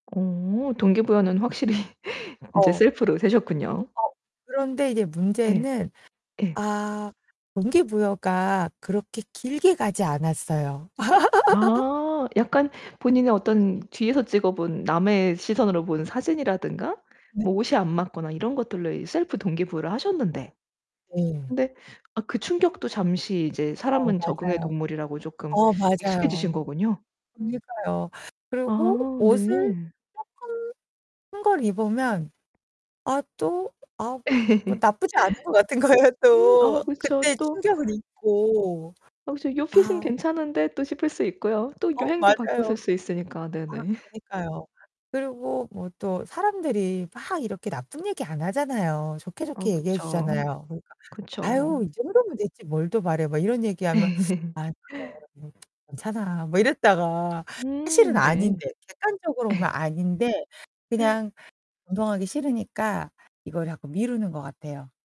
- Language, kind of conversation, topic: Korean, advice, 운동할 동기가 부족해서 자꾸 미루게 될 때 어떻게 하면 좋을까요?
- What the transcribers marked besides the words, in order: laughing while speaking: "확실히"; static; other background noise; tapping; laugh; distorted speech; laugh; laugh; laugh